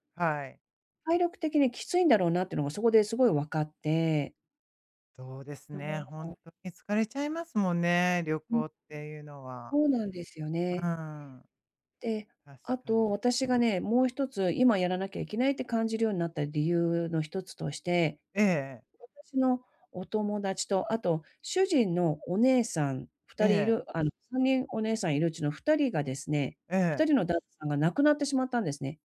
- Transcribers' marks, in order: other background noise
- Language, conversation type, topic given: Japanese, advice, 長期計画がある中で、急な変化にどう調整すればよいですか？